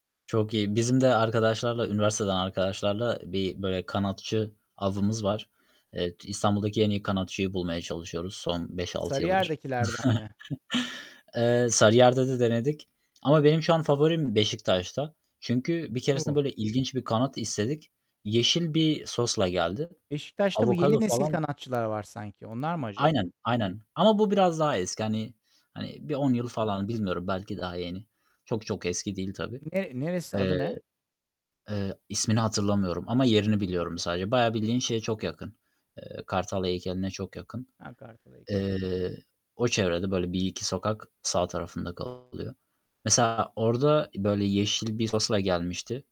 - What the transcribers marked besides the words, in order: tapping; distorted speech; chuckle; other background noise
- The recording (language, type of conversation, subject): Turkish, unstructured, Unutamadığın bir yemek anın var mı?